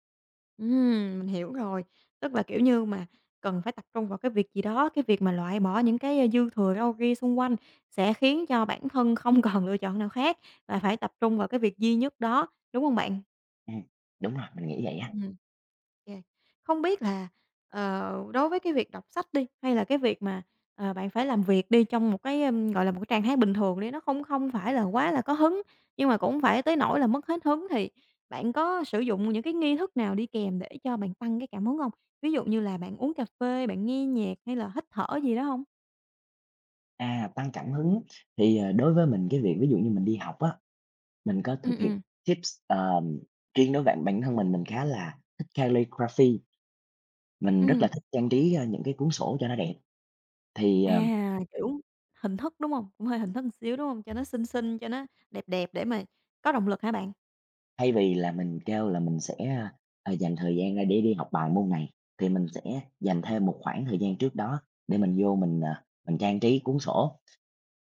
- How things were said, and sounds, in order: other background noise; laughing while speaking: "không còn"; tapping; bird; in English: "tips"; in English: "Calligraphy"
- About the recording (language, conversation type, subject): Vietnamese, podcast, Làm sao bạn duy trì kỷ luật khi không có cảm hứng?